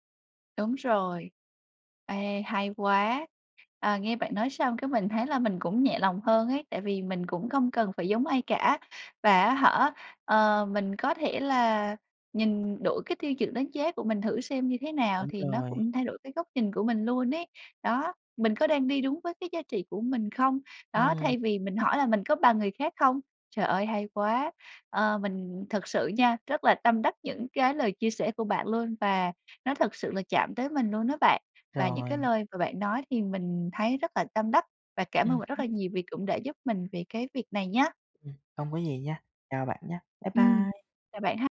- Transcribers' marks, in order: tapping
- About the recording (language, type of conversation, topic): Vietnamese, advice, Làm sao để tôi không bị ảnh hưởng bởi việc so sánh mình với người khác?